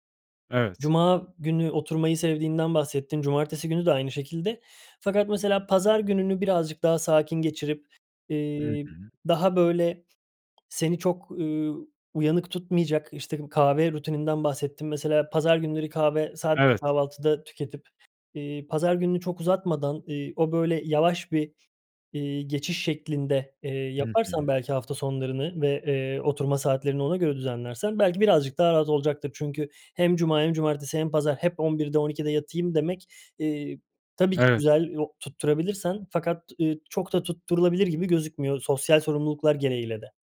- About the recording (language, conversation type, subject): Turkish, advice, Hafta içi erken yatıp hafta sonu geç yatmamın uyku düzenimi bozması normal mi?
- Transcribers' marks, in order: none